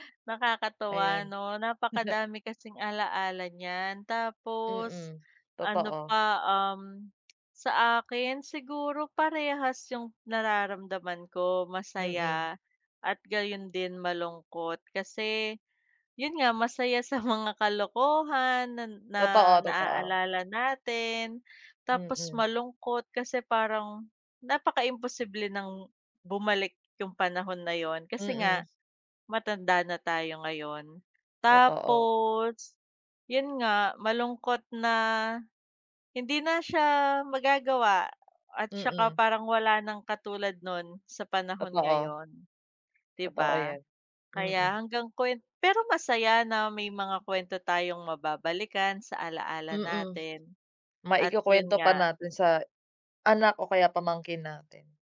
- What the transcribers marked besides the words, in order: chuckle
- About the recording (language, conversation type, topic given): Filipino, unstructured, Anong alaala ang madalas mong balikan kapag nag-iisa ka?